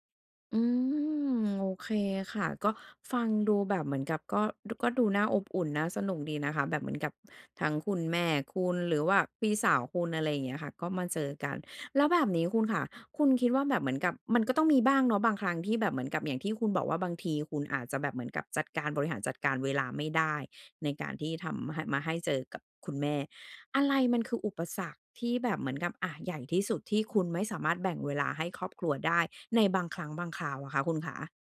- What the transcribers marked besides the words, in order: drawn out: "อืม"
- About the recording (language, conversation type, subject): Thai, podcast, จะจัดสมดุลงานกับครอบครัวอย่างไรให้ลงตัว?